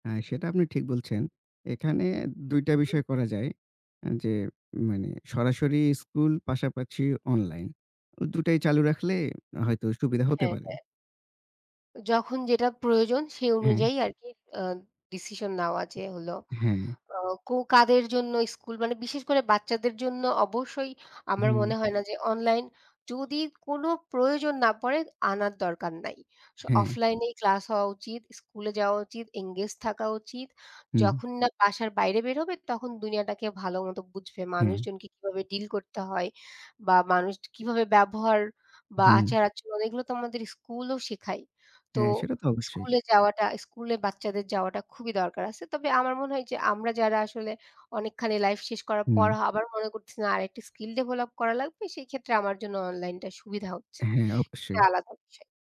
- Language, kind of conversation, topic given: Bengali, unstructured, অনলাইন শিক্ষার সুবিধা ও অসুবিধাগুলো কী কী?
- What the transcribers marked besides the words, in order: other background noise; "পাশাপাশি" said as "পাসাপাছি"; tapping